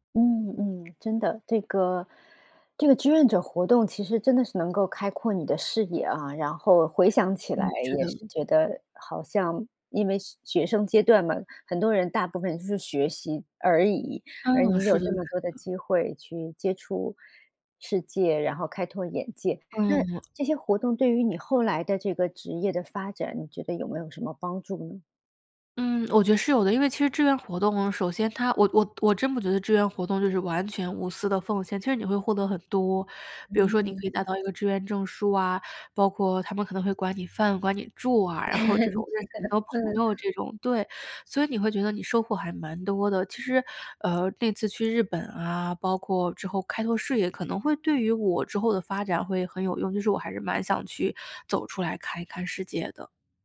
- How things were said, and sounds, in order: laugh
- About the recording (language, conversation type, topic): Chinese, podcast, 你愿意分享一次你参与志愿活动的经历和感受吗？